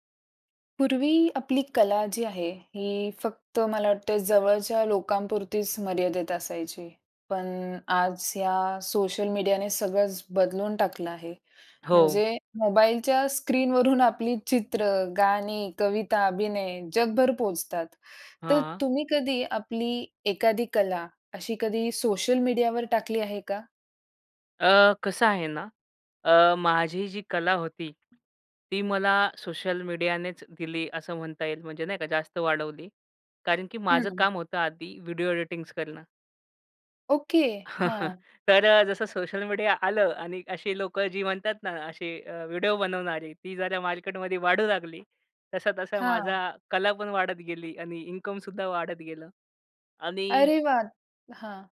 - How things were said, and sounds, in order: chuckle; laughing while speaking: "व्हिडिओ बनवणारे ती जरा मार्केटमध्ये … पण वाढत गेली"
- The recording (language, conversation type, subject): Marathi, podcast, सोशल माध्यमांनी तुमची कला कशी बदलली?